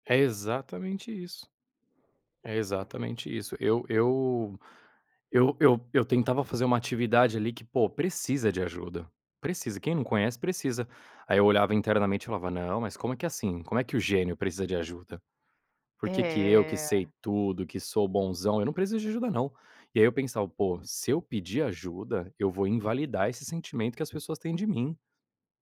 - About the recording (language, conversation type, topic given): Portuguese, advice, Como posso pedir apoio profissional sem sentir que isso me faz parecer fraco?
- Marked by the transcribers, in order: none